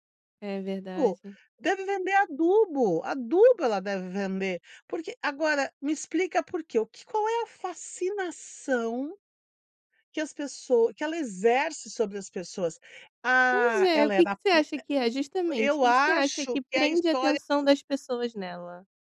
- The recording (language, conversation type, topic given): Portuguese, podcast, Como você explicaria o fenômeno dos influenciadores digitais?
- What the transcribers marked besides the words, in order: tapping